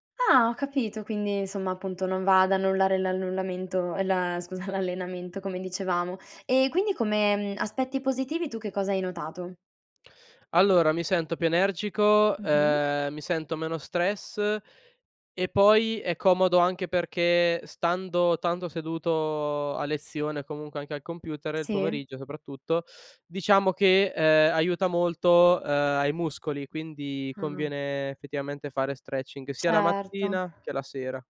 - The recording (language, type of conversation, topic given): Italian, podcast, Cosa fai per calmare la mente prima di dormire?
- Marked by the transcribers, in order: "l'annullamento" said as "allullamento"; laughing while speaking: "scusa"